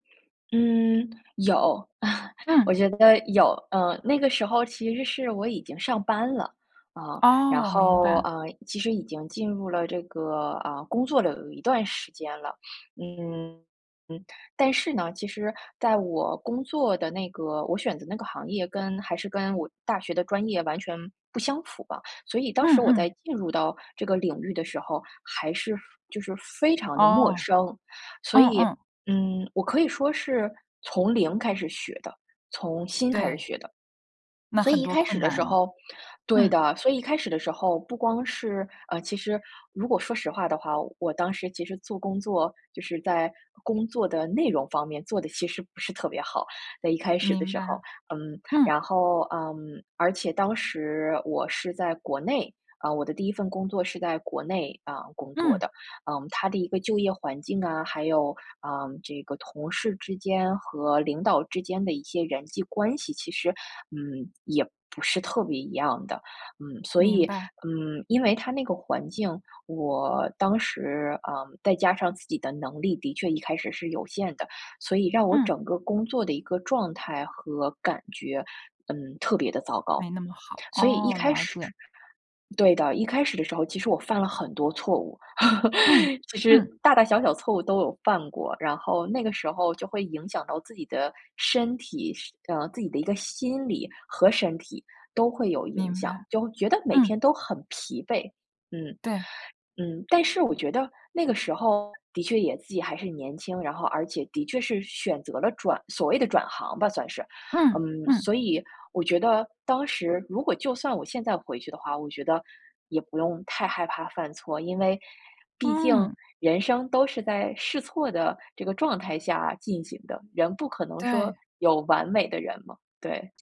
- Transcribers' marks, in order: laugh; other background noise; laugh
- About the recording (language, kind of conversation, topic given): Chinese, podcast, 你最想给年轻时的自己什么建议？